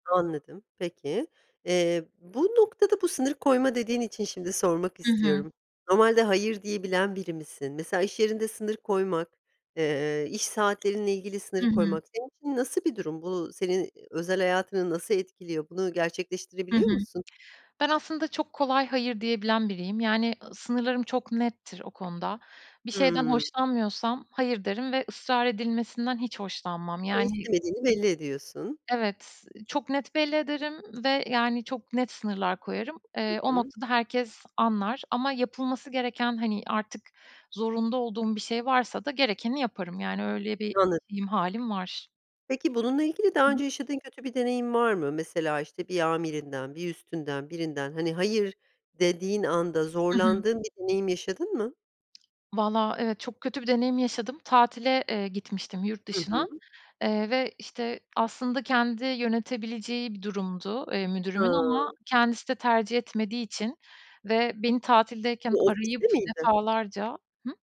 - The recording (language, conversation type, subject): Turkish, podcast, İş ve özel hayat dengesini nasıl koruyorsun?
- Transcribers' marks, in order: unintelligible speech; other background noise